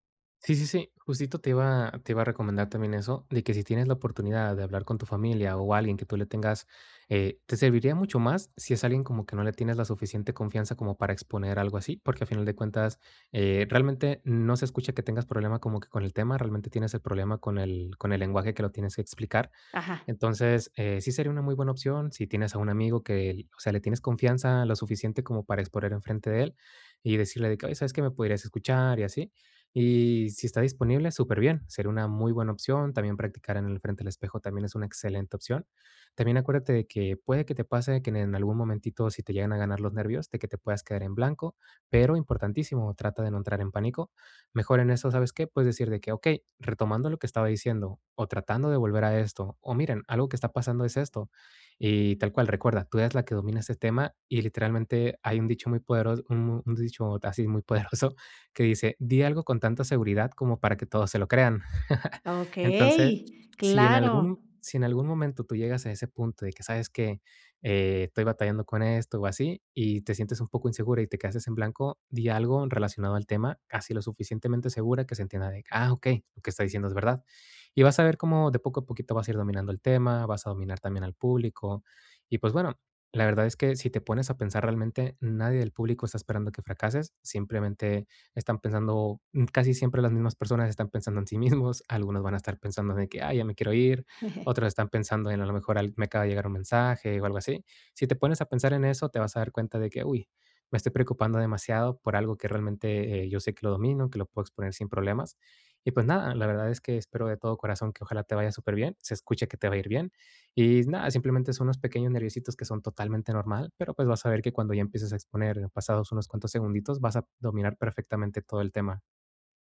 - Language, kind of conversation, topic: Spanish, advice, ¿Cómo puedo hablar en público sin perder la calma?
- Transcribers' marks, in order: chuckle; stressed: "Okey"; "quedaste" said as "quedastes"; laughing while speaking: "sí mismos"; giggle